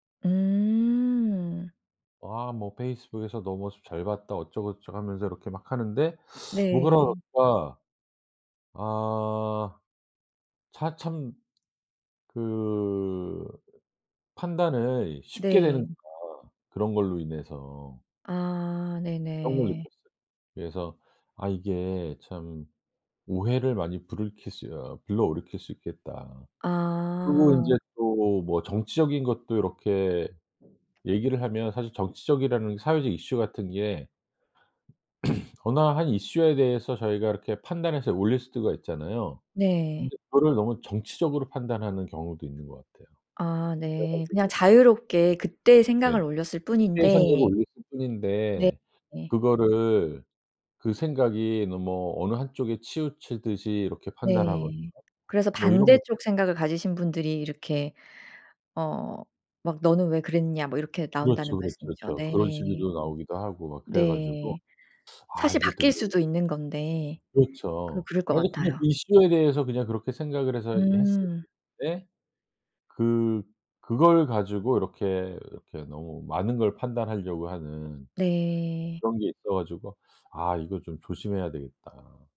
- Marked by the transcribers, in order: "불러일으킬" said as "불러오르킬"; other background noise; tapping; throat clearing
- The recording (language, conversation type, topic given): Korean, podcast, 소셜 미디어에 게시할 때 가장 신경 쓰는 점은 무엇인가요?